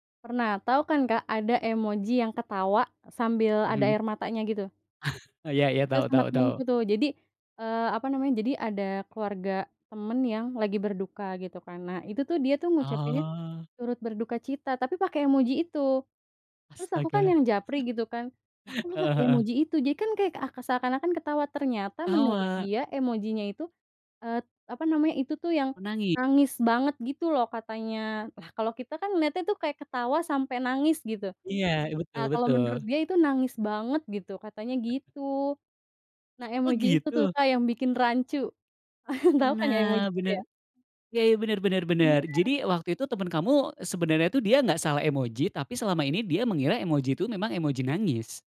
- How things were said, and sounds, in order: chuckle; chuckle; "Menangis" said as "menangi"; surprised: "Oh gitu?"; chuckle
- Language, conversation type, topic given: Indonesian, podcast, Apa perbedaan antara ngobrol lewat chat dan ngobrol tatap muka menurutmu?